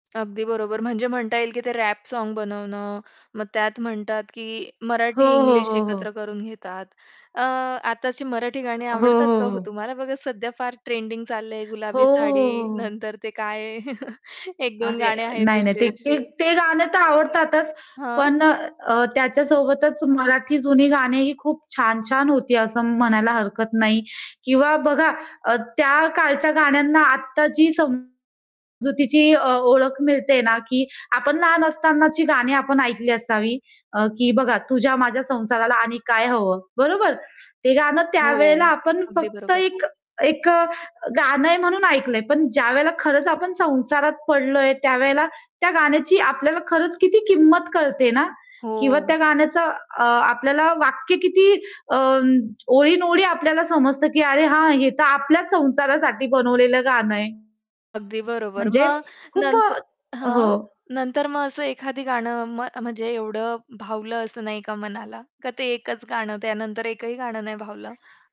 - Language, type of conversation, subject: Marathi, podcast, तुझ्या आठवणीतलं पहिलं गाणं कोणतं आहे, सांगशील का?
- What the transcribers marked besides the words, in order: other noise; chuckle; static; distorted speech; other background noise